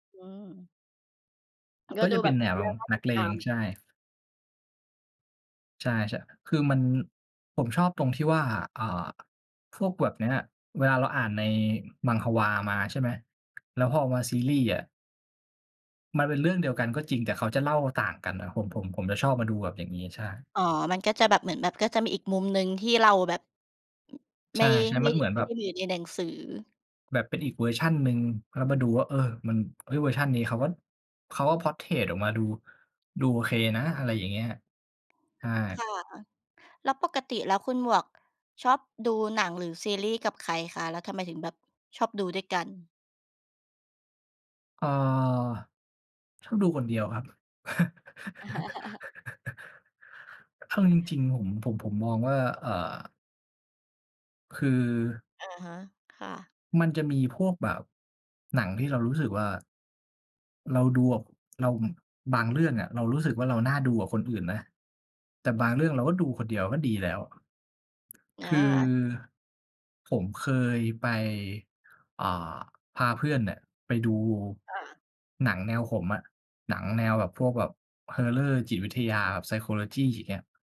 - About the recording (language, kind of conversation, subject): Thai, unstructured, คุณชอบดูหนังหรือซีรีส์แนวไหนมากที่สุด?
- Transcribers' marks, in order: tapping; in English: "Portrait"; laugh; other background noise; other noise